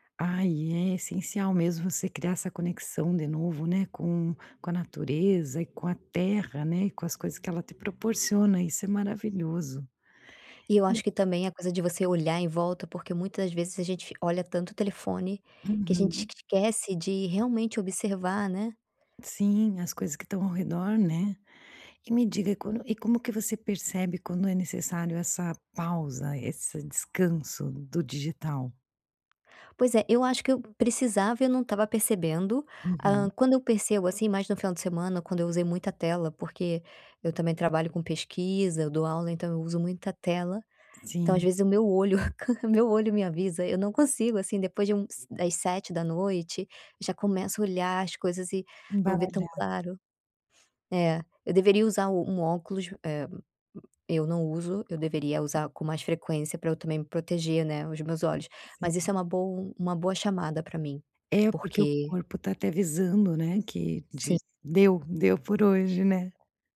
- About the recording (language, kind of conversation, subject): Portuguese, podcast, Como você faz detox digital quando precisa descansar?
- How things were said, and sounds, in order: other background noise; tapping